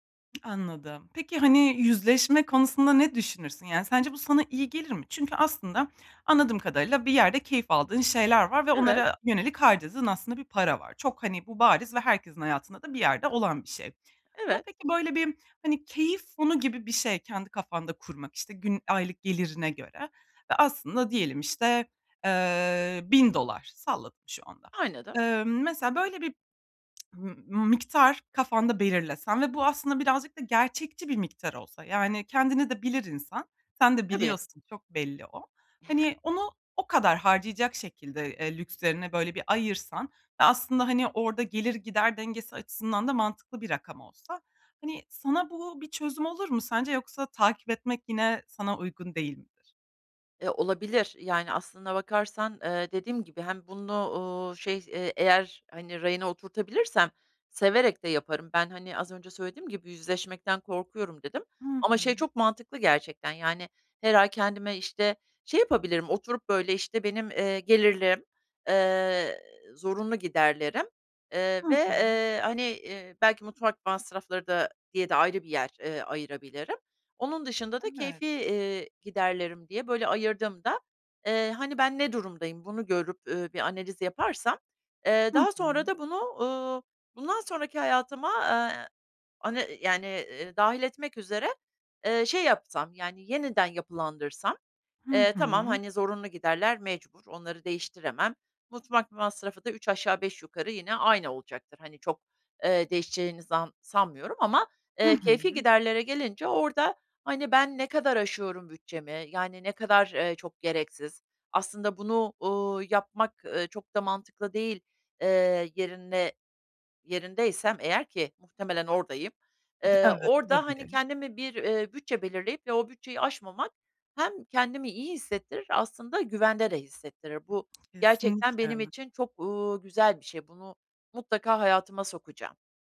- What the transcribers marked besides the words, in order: tapping; other background noise; "Anladım" said as "Aynadım"; other noise
- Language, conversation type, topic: Turkish, advice, Tasarruf yapma isteği ile yaşamdan keyif alma dengesini nasıl kurabilirim?